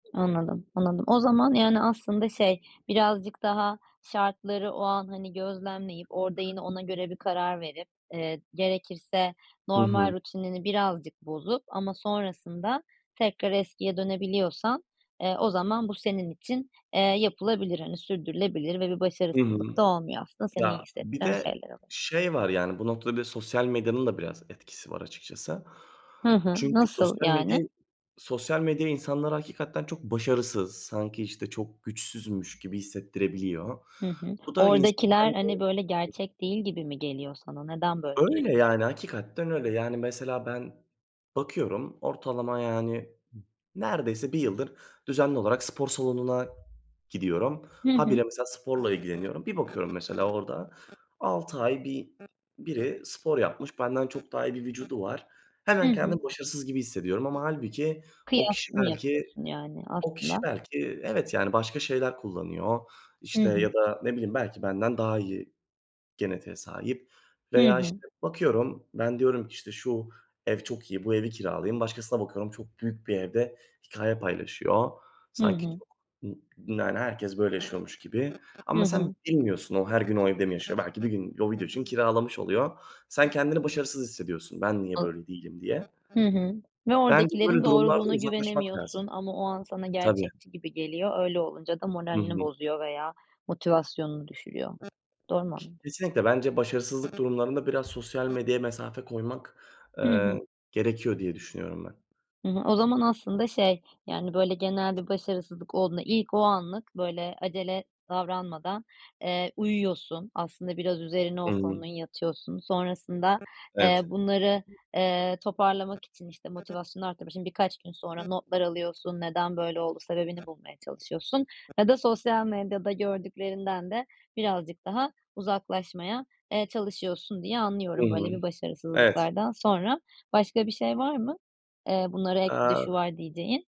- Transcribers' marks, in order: other background noise; tapping; unintelligible speech; unintelligible speech; unintelligible speech
- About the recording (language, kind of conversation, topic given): Turkish, podcast, Başarısızlıktan sonra kendini nasıl toparlarsın?